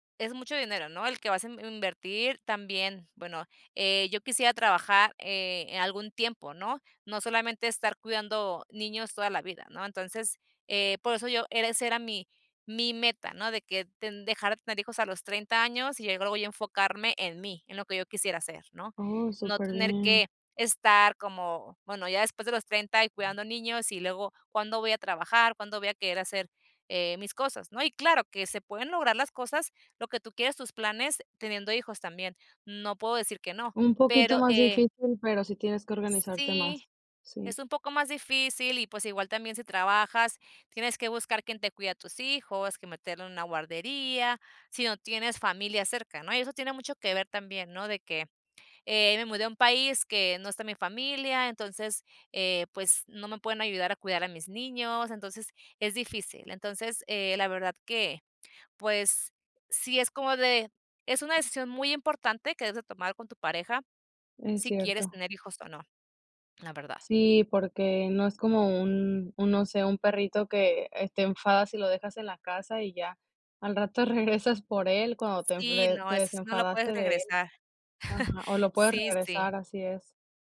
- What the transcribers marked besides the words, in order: other background noise; chuckle
- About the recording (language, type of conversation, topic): Spanish, podcast, ¿Cómo decidir en pareja si quieren tener hijos o no?